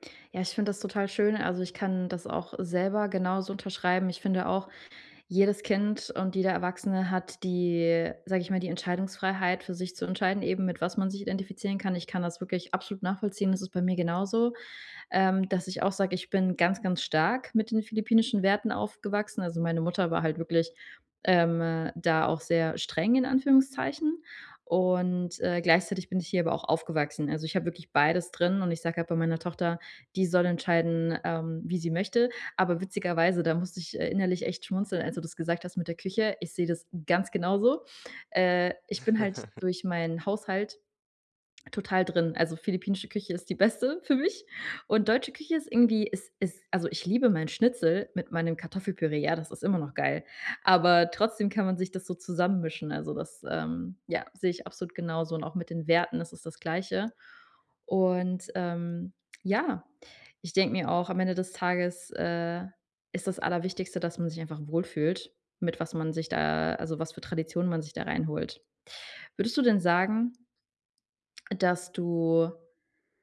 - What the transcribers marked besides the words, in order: laugh; stressed: "ganz"; joyful: "beste für mich"; other background noise
- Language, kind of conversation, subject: German, podcast, Wie entscheidest du, welche Traditionen du beibehältst und welche du aufgibst?
- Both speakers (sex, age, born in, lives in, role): female, 30-34, Germany, Germany, host; male, 25-29, Germany, Germany, guest